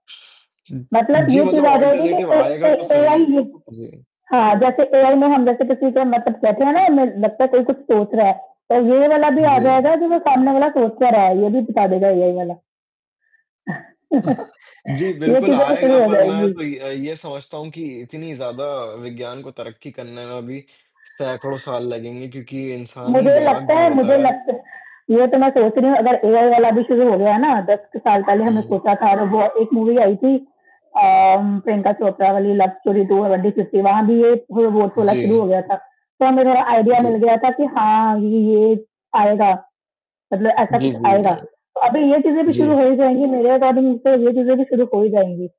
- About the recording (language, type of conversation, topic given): Hindi, unstructured, क्या आपको डर लगता है कि कृत्रिम बुद्धिमत्ता हमारे फैसले ले सकती है?
- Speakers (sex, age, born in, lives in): female, 25-29, India, India; male, 20-24, India, Finland
- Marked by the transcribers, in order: other background noise; distorted speech; in English: "अल्टरनेटिव"; static; chuckle; in English: "मूवी"; in English: "आईडिया"; in English: "अकॉर्डिंग"